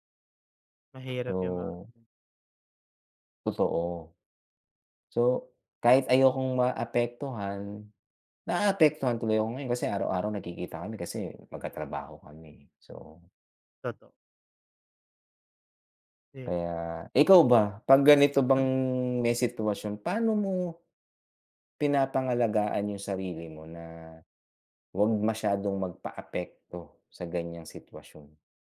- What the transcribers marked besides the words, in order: none
- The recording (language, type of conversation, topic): Filipino, unstructured, Paano mo hinaharap ang mga taong hindi tumatanggap sa iyong pagkatao?